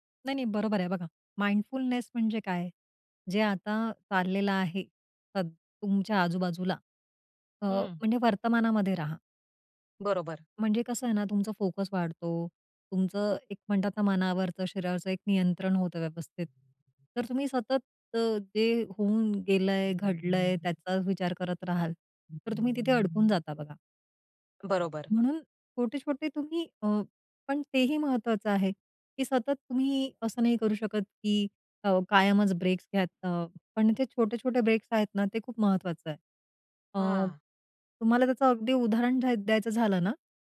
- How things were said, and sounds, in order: in English: "माइंडफुलनेस"; other background noise; tapping; in English: "ब्रेक्स"; in English: "ब्रेक्स"
- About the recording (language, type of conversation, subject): Marathi, podcast, दैनंदिन जीवनात जागरूकतेचे छोटे ब्रेक कसे घ्यावेत?